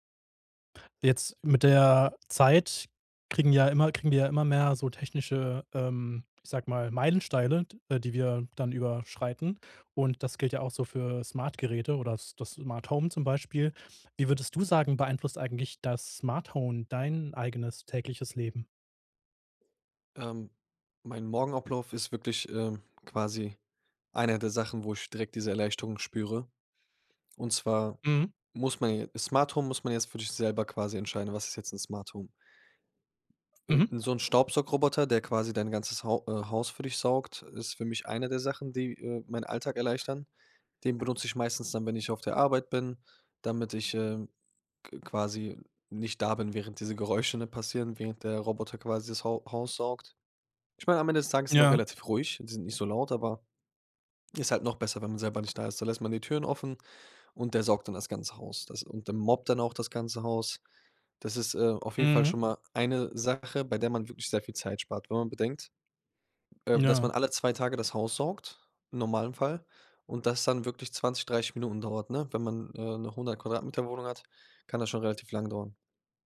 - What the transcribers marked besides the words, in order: "Smarthome" said as "Smarthone"
- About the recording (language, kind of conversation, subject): German, podcast, Wie beeinflusst ein Smart-Home deinen Alltag?